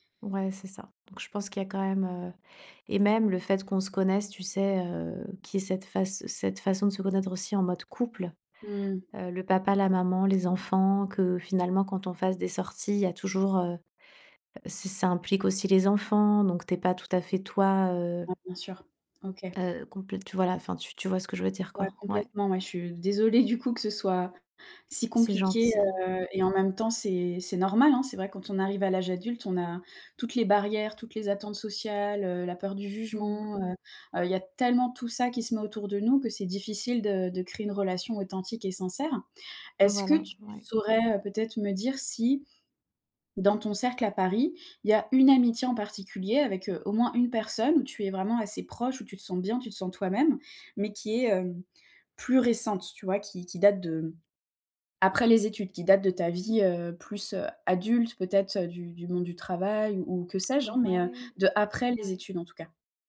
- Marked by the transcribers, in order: tapping
- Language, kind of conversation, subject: French, advice, Comment transformer des connaissances en amitiés durables à l’âge adulte ?